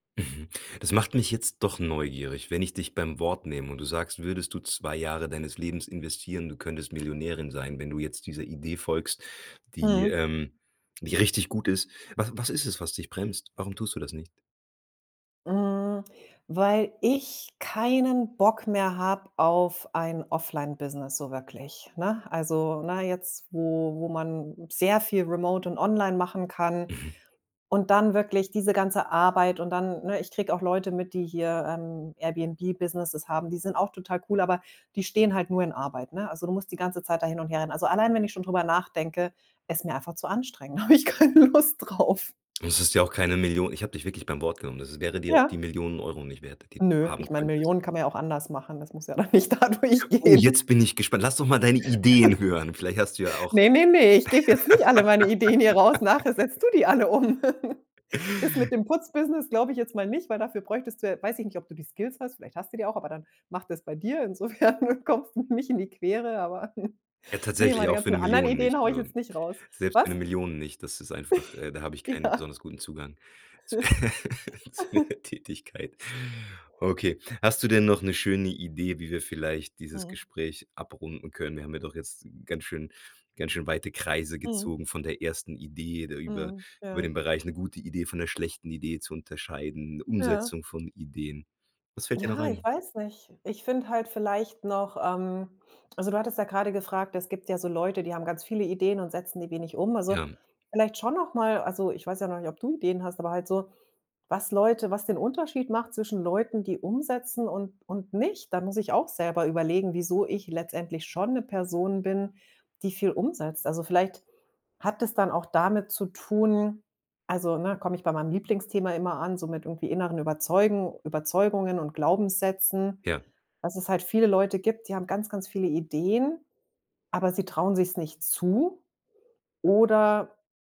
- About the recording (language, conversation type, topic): German, podcast, Wie entsteht bei dir normalerweise die erste Idee?
- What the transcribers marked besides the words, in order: laughing while speaking: "habe ich keine Lust drauf"; laughing while speaking: "da nicht dadurch gehen"; anticipating: "Oh, jetzt bin ich gespannt. Lass doch mal deine Ideen hören"; laugh; laughing while speaking: "ich gebe jetzt nicht alle … die alle um"; laugh; laughing while speaking: "insofern kommst du mir nicht"; giggle; chuckle; laughing while speaking: "Ja"; giggle; laugh; laughing while speaking: "zu der"